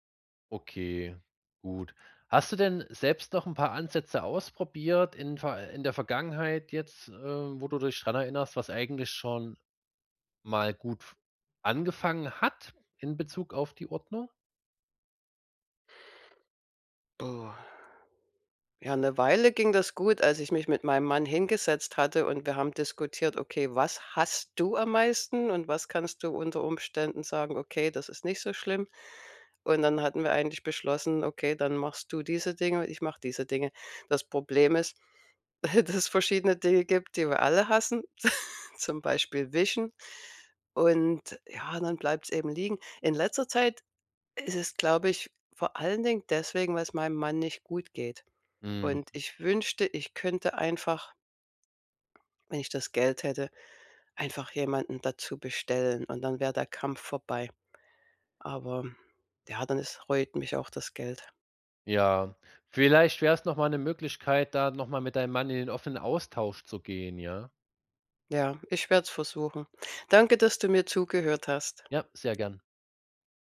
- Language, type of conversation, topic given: German, advice, Wie kann ich wichtige Aufgaben trotz ständiger Ablenkungen erledigen?
- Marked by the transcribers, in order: drawn out: "Okay, gut"; other background noise; drawn out: "Oh"; chuckle; laughing while speaking: "dass verschiedene Dinge gibt, die wir alle hassen, zum Beispiel wischen"; chuckle; swallow